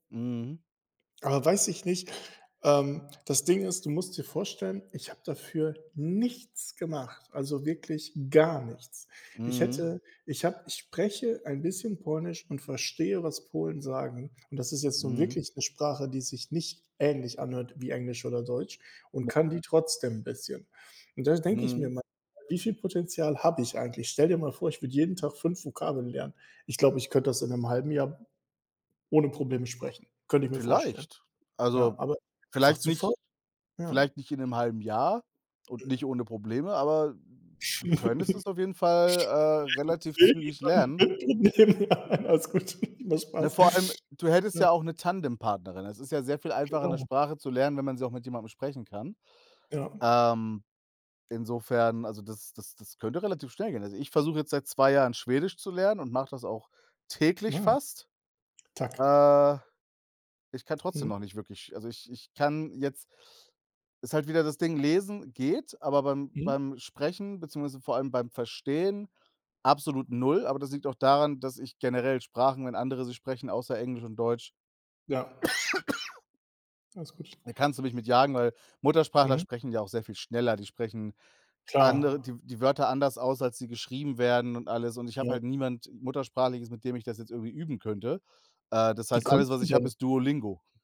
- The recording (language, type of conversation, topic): German, unstructured, Wie feiert man Jahrestage oder besondere Momente am besten?
- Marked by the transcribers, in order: unintelligible speech; chuckle; unintelligible speech; unintelligible speech; laugh; laughing while speaking: "Alles gut, war Spaß"; other background noise; cough